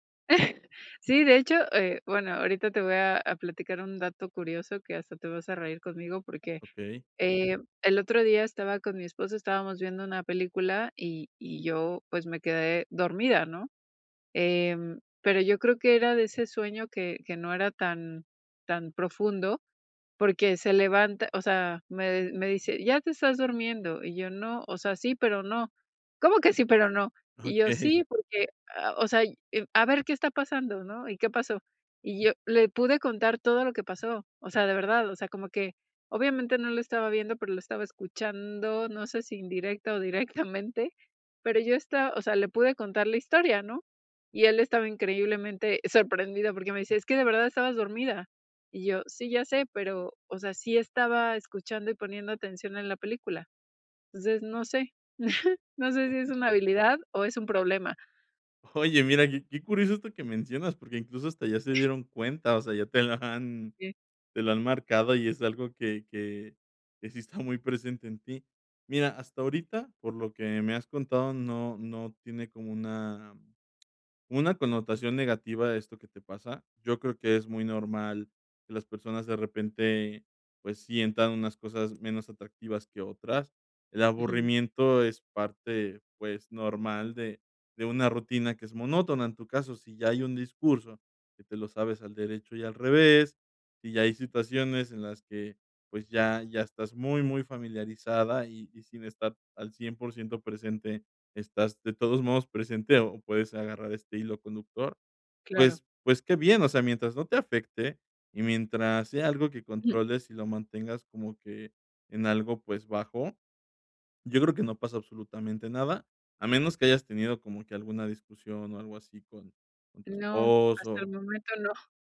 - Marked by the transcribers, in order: laugh; laughing while speaking: "Okey"; laughing while speaking: "directamente"; chuckle; laugh; other background noise; laughing while speaking: "está"
- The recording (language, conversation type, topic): Spanish, advice, ¿Cómo puedo evitar distraerme cuando me aburro y así concentrarme mejor?